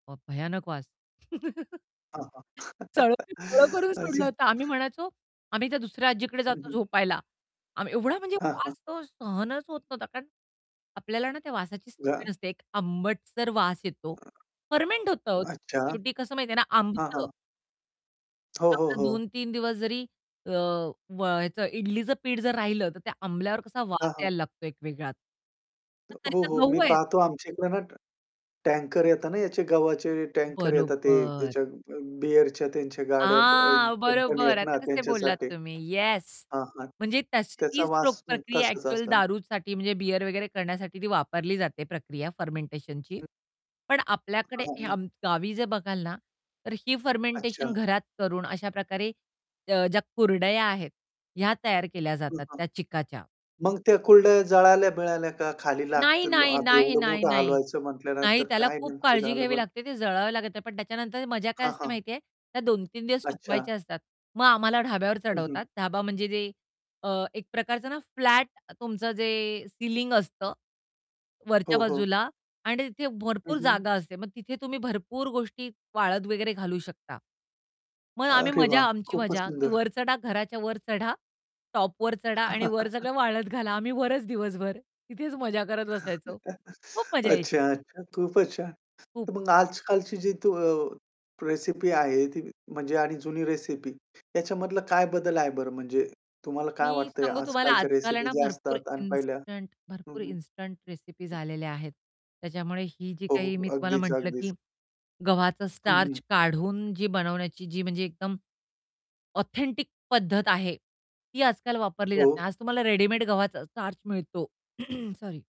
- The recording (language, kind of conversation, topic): Marathi, podcast, तुमच्या कुटुंबात एखाद्या पदार्थाशी जोडलेला मजेशीर किस्सा सांगशील का?
- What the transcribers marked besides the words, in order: unintelligible speech; laugh; distorted speech; laughing while speaking: "सळो की पळो करून सोडलं होतं"; chuckle; other background noise; in English: "फर्मेंट"; tapping; put-on voice: "हां, बरोबर. आता कसे बोललात तुम्ही, येस"; in English: "फर्मेंटेशनची"; unintelligible speech; unintelligible speech; in English: "फर्मेंटेशन"; in English: "सिलिंग"; static; in English: "टॉपवर"; chuckle; laughing while speaking: "वर सगळं वाळत घाला"; chuckle; in English: "स्टार्च"; in English: "ऑथेंटिक"; in English: "स्टार्च"; throat clearing